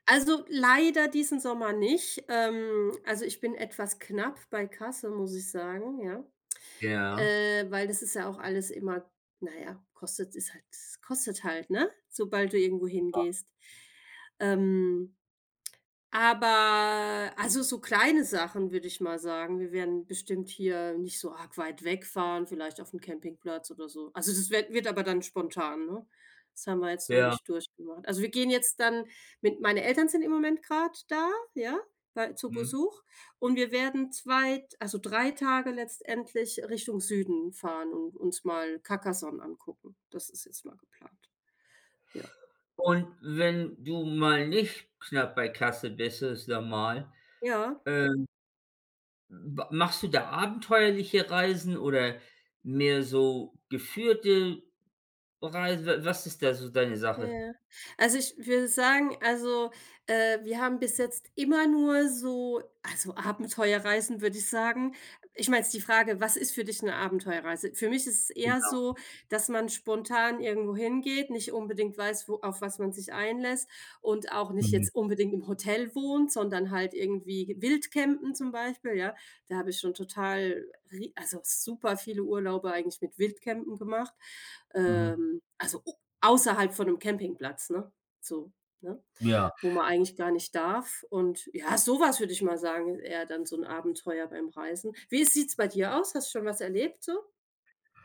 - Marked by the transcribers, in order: tsk; unintelligible speech; tsk; other background noise; tapping
- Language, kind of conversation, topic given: German, unstructured, Was bedeutet für dich Abenteuer beim Reisen?